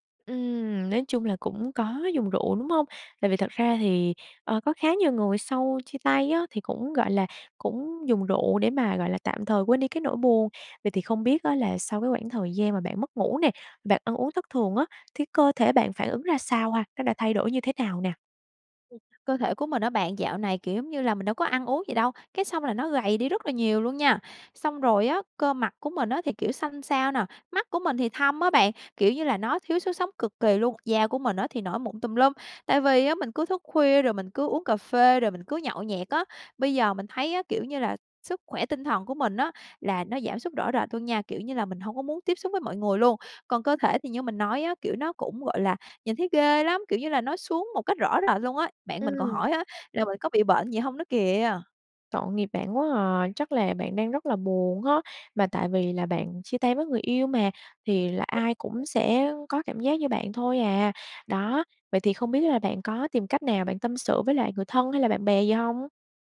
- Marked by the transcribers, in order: tapping; other background noise; laughing while speaking: "á"; unintelligible speech
- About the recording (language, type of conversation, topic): Vietnamese, advice, Bạn đang bị mất ngủ và ăn uống thất thường vì đau buồn, đúng không?